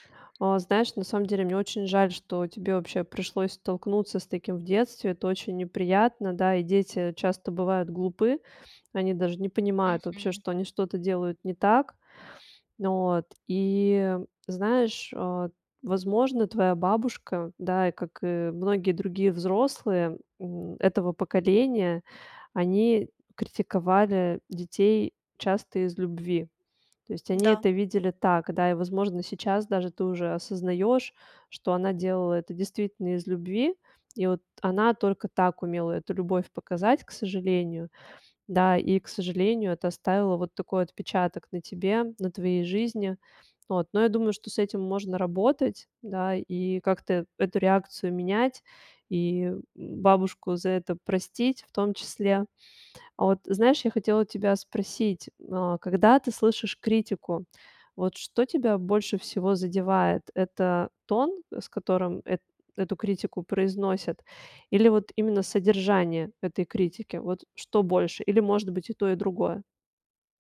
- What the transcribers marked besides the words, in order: none
- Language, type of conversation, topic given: Russian, advice, Как мне оставаться уверенным, когда люди критикуют мою работу или решения?